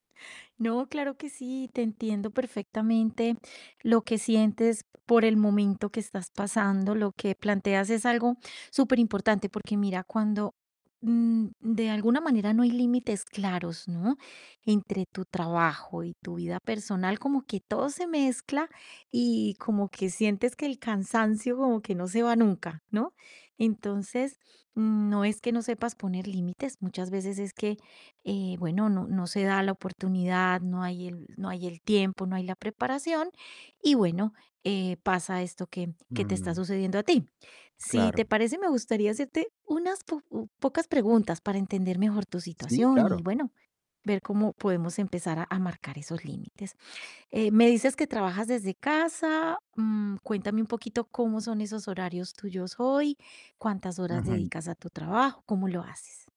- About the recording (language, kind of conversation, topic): Spanish, advice, ¿Cómo puedo establecer límites entre el trabajo y mi vida personal?
- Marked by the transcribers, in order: tapping